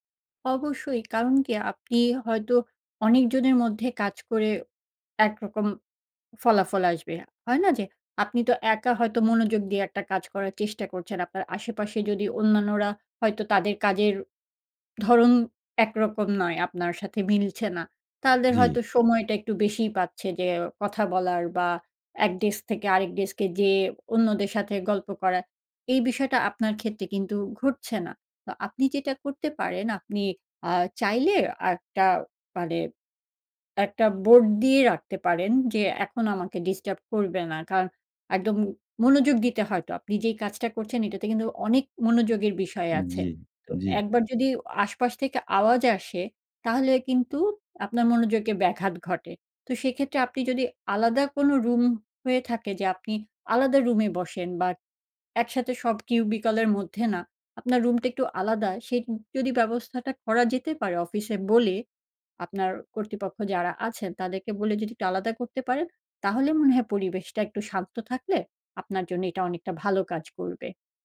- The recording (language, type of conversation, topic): Bengali, advice, বিরতি থেকে কাজে ফেরার পর আবার মনোযোগ ধরে রাখতে পারছি না—আমি কী করতে পারি?
- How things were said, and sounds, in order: in English: "cubicle"